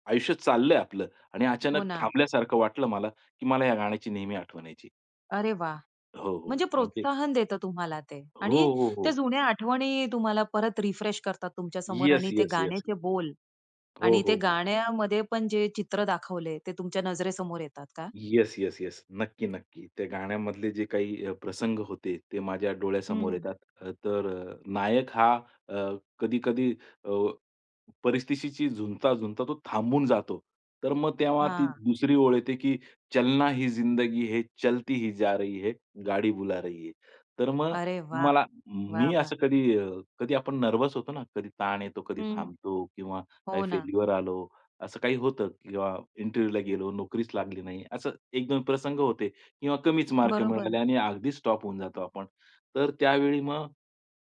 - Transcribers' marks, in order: other noise; in English: "रिफ्रेश"; tapping; in Hindi: "चलना ही जिंदगी है, चलती … बुला रही है"; in English: "इंटरव्ह्यूला"
- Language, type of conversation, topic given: Marathi, podcast, लहानपणी कोणत्या गाण्यांनी तुझ्यावर परिणाम केला?